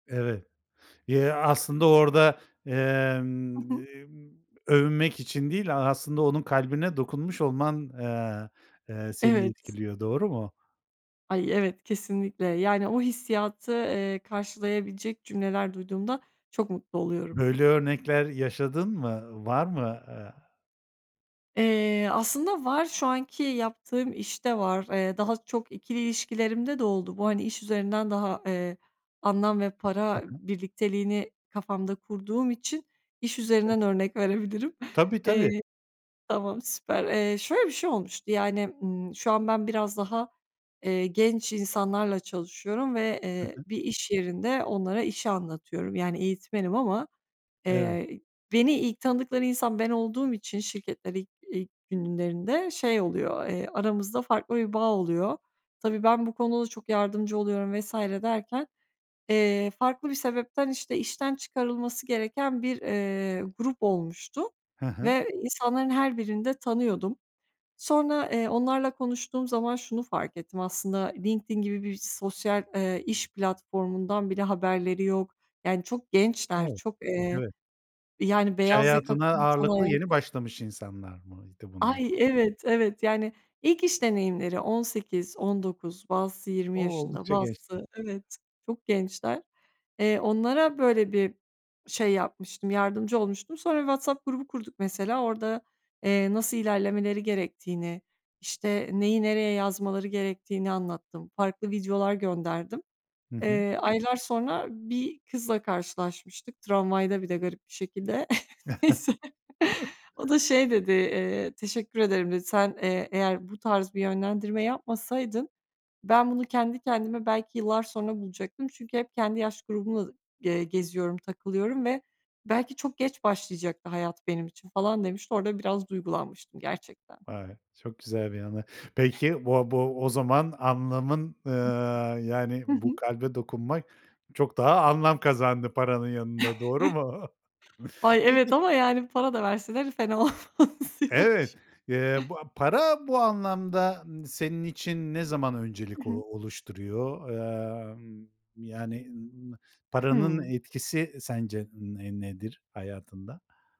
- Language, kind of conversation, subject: Turkish, podcast, Para mı yoksa anlam mı senin için öncelikli?
- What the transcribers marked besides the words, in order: unintelligible speech; laughing while speaking: "verebilirim"; tapping; other background noise; chuckle; laughing while speaking: "Neyse"; chuckle; other noise; unintelligible speech; chuckle; laughing while speaking: "olmaz diyormuşum"